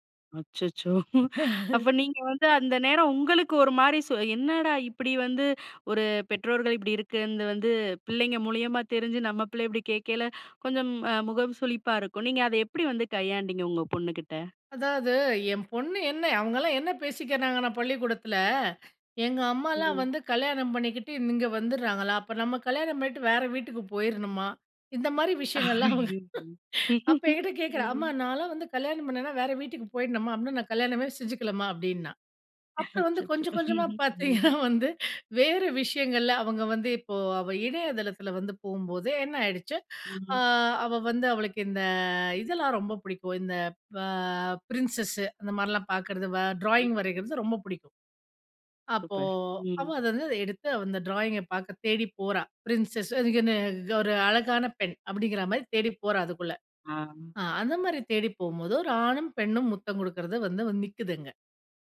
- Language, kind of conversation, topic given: Tamil, podcast, குழந்தைகள் பிறந்த பிறகு காதல் உறவை எப்படி பாதுகாப்பீர்கள்?
- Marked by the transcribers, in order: chuckle; other background noise; laughing while speaking: "ஐயையோ! ம்"; laughing while speaking: "அவங்க"; laughing while speaking: "அச்சச்சோ! ம். ம்"; laughing while speaking: "பார்த்தீங்கன்னா வந்து"